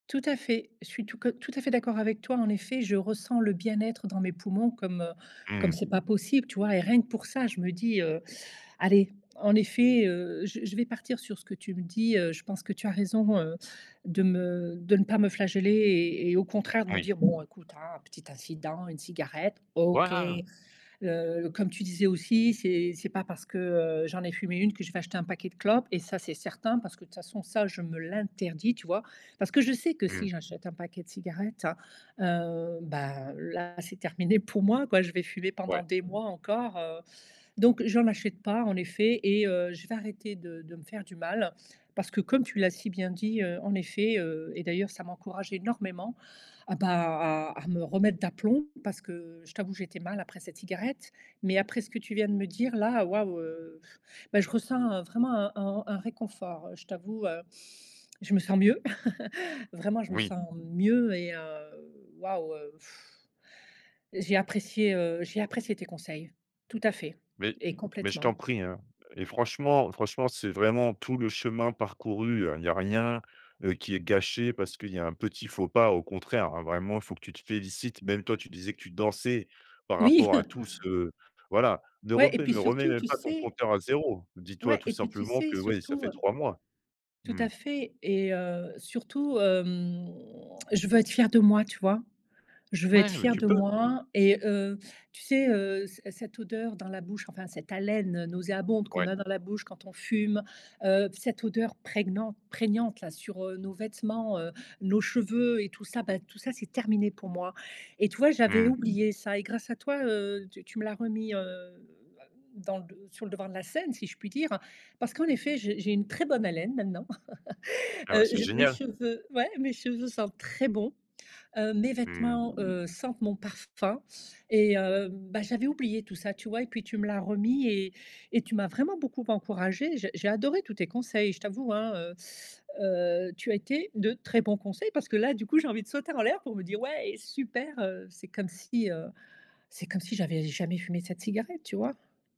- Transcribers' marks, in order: tapping; stressed: "Voilà"; stressed: "l'interdis"; inhale; chuckle; sigh; chuckle; drawn out: "hem"; stressed: "haleine"; laugh; stressed: "très"
- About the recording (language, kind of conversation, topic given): French, advice, Comment décrirais-tu ton retour en arrière après avoir arrêté une bonne habitude ?